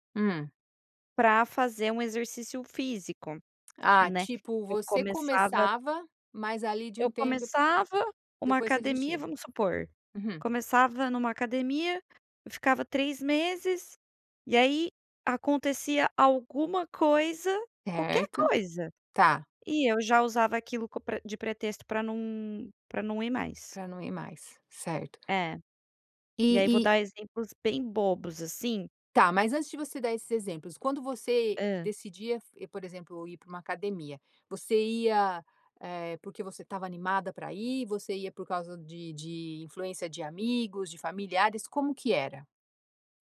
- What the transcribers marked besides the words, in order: none
- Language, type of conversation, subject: Portuguese, podcast, Como você cria disciplina para se exercitar regularmente?